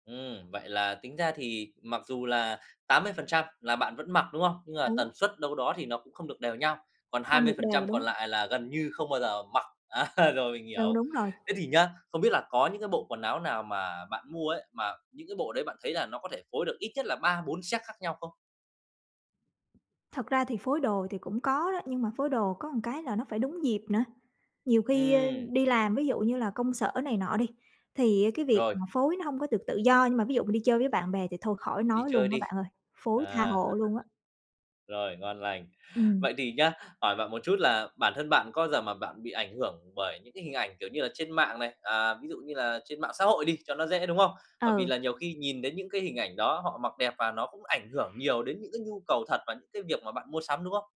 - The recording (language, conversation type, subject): Vietnamese, advice, Làm sao để mua sắm hiệu quả và tiết kiệm mà vẫn hợp thời trang?
- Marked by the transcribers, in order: laughing while speaking: "á"; in English: "set"; "một" said as "ừn"; chuckle; other background noise